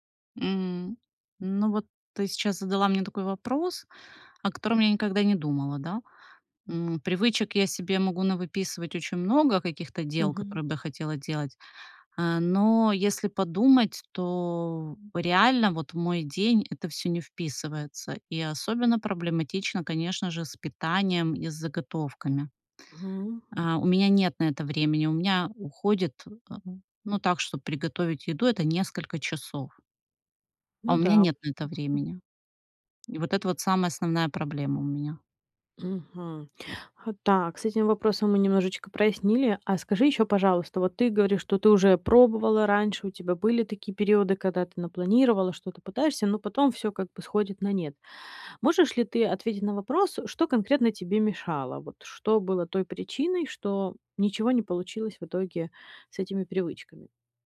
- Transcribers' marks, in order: other background noise; unintelligible speech; tapping
- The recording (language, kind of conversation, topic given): Russian, advice, Как мне не пытаться одновременно сформировать слишком много привычек?